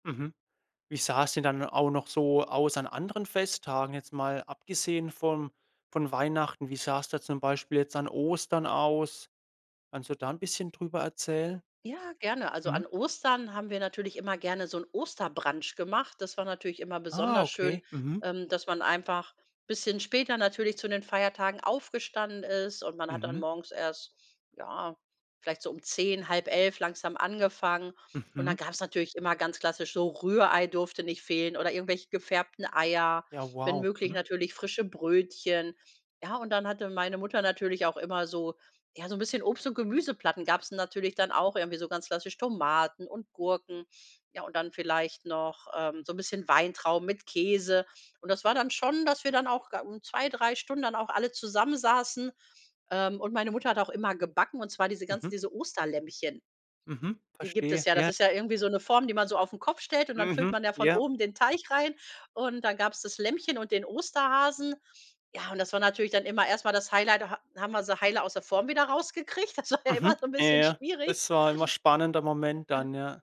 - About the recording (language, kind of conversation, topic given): German, podcast, Welche Erinnerungen verbindest du mit gemeinsamen Mahlzeiten?
- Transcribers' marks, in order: laughing while speaking: "das war ja immer so 'n bisschen"; other background noise